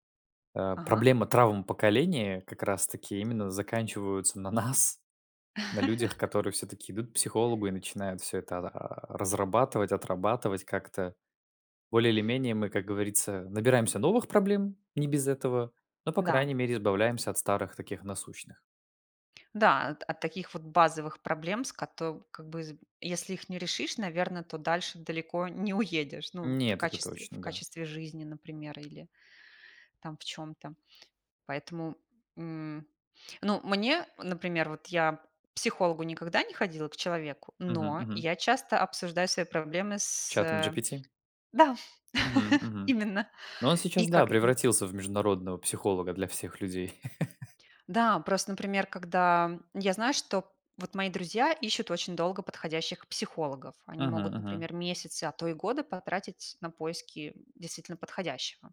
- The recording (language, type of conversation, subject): Russian, unstructured, Почему многие люди боятся обращаться к психологам?
- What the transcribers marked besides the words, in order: other background noise; laughing while speaking: "нас"; tapping; chuckle; chuckle; chuckle